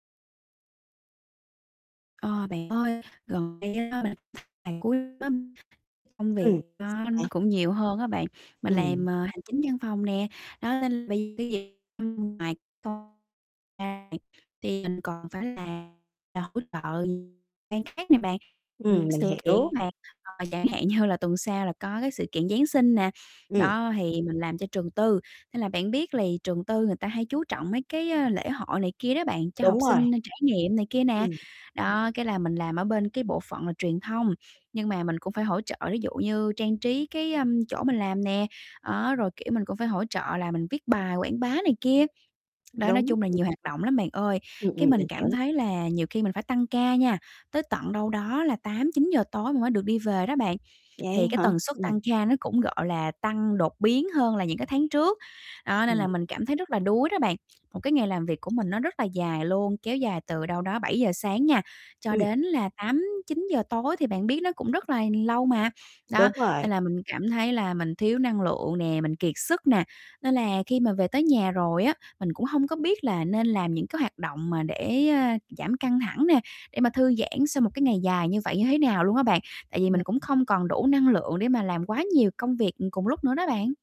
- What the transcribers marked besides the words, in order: distorted speech; other background noise; tapping; laughing while speaking: "như"; tsk
- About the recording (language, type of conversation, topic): Vietnamese, advice, Làm sao để xả căng thẳng và thư giãn sau một ngày dài?